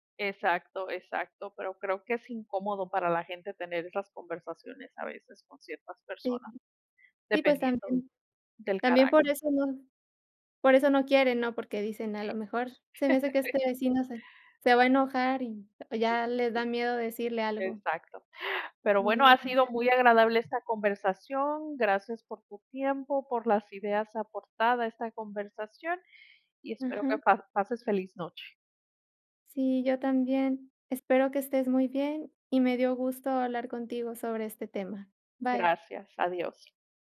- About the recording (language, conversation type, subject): Spanish, unstructured, ¿Debería ser obligatorio esterilizar a los perros y gatos?
- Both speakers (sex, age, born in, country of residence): female, 30-34, Mexico, Mexico; female, 45-49, United States, United States
- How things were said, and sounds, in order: laugh; tapping